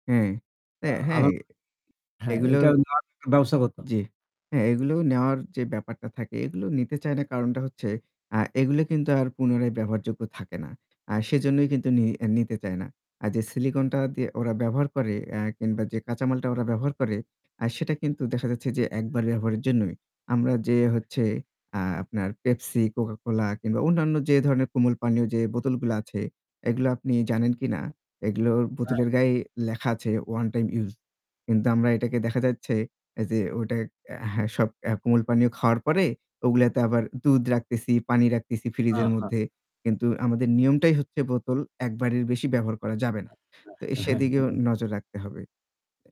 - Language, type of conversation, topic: Bengali, unstructured, তোমার কি মনে হয়, খাবারে প্লাস্টিক বা অন্য কোনো দূষণ থাকলে তা গ্রহণযোগ্য?
- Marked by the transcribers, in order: static; distorted speech; unintelligible speech; unintelligible speech; other background noise; in English: "ওয়ান টাইম ইউস"